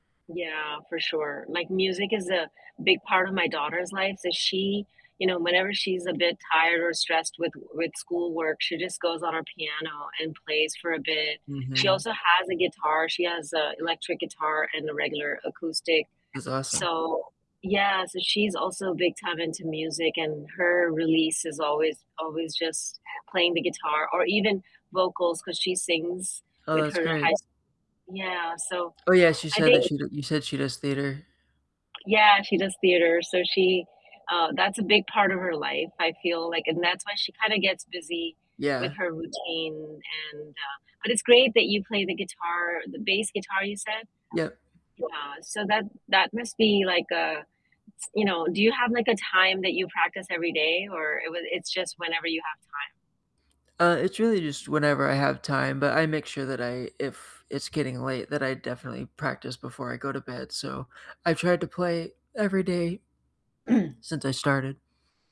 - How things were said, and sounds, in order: static; tapping; distorted speech; other background noise; throat clearing
- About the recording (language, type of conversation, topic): English, unstructured, What everyday moments, rituals, or gestures help you feel close and connected to the people in your life these days?
- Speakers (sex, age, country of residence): female, 50-54, United States; male, 35-39, United States